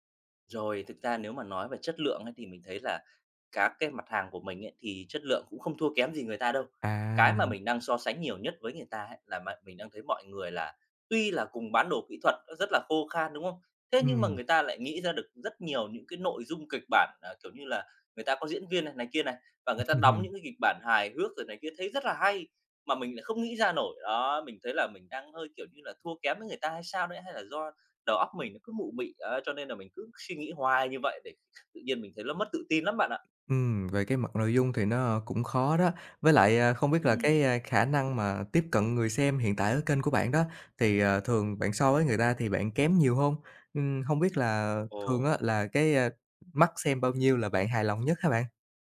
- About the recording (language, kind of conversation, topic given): Vietnamese, advice, Làm thế nào để ngừng so sánh bản thân với người khác để không mất tự tin khi sáng tạo?
- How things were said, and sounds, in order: chuckle; other background noise; tapping